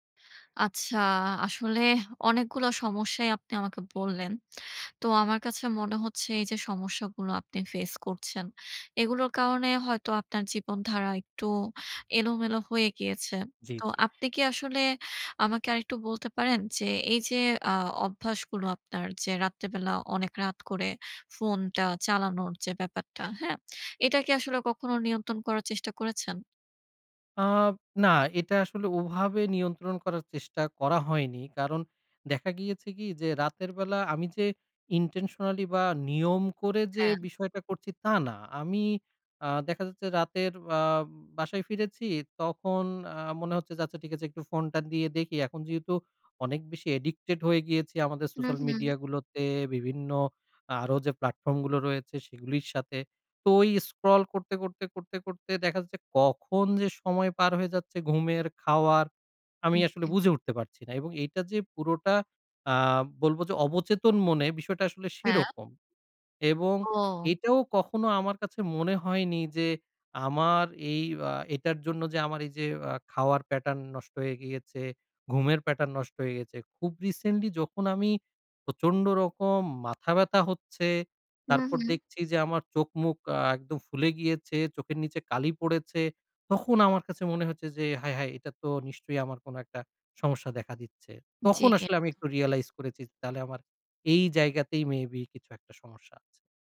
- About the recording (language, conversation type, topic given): Bengali, advice, রাতে ফোন ব্যবহার কমিয়ে ঘুম ঠিক করার চেষ্টা বারবার ব্যর্থ হওয়ার কারণ কী হতে পারে?
- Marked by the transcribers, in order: horn; tapping; other background noise; in English: "intentionally"; in English: "addicted"; in English: "pattern"; in English: "pattern"; in English: "realize"